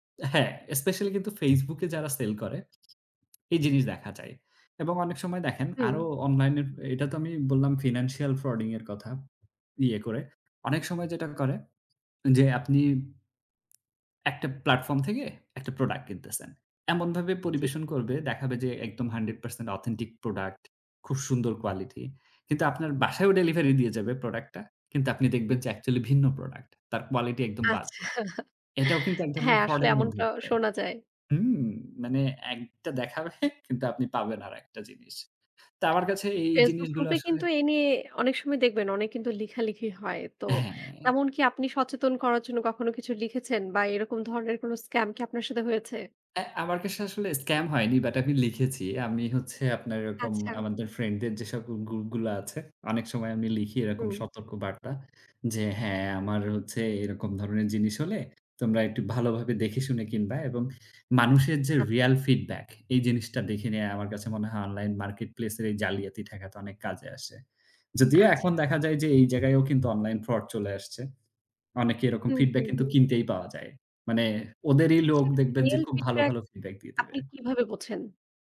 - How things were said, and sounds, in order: tapping; in English: "financial frauding"; laughing while speaking: "আচ্ছা"; laughing while speaking: "দেখাবে"; other background noise
- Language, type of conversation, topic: Bengali, podcast, আপনি অনলাইন প্রতারণা থেকে নিজেকে কীভাবে রক্ষা করেন?